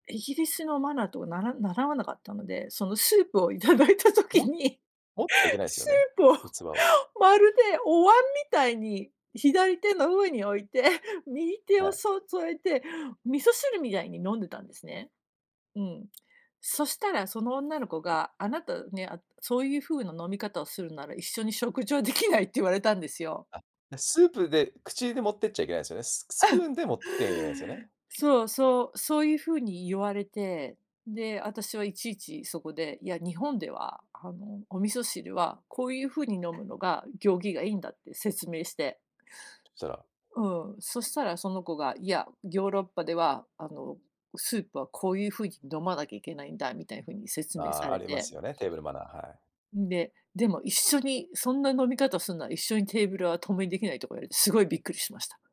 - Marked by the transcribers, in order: laughing while speaking: "頂いた時に、スープをまる … 手をそ 添えて"; tapping; laughing while speaking: "できない"; chuckle; unintelligible speech
- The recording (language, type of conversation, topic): Japanese, podcast, 言葉が通じない場所で、どのようにして現地の生活に馴染みましたか？